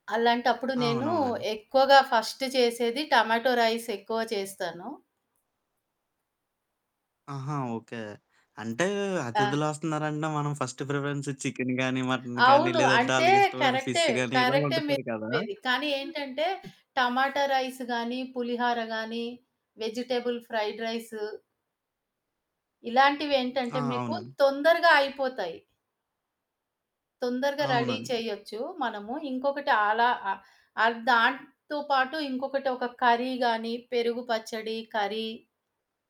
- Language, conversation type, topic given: Telugu, podcast, అలసిన మనసుకు హత్తుకునేలా మీరు ఏ వంటకం చేస్తారు?
- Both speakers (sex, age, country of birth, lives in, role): female, 50-54, India, India, guest; male, 25-29, India, India, host
- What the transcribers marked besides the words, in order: static; in English: "ఫస్ట్"; in English: "టమాటో రైస్"; other background noise; in English: "ఫస్ట్ ప్రిఫరెన్స్"; distorted speech; in English: "ఫిష్"; in English: "టమాటా రైస్"; giggle; in English: "వెజిటబుల్ ఫ్రైడ్"; in English: "రెడీ"; in English: "కర్రీ"; in English: "కర్రీ"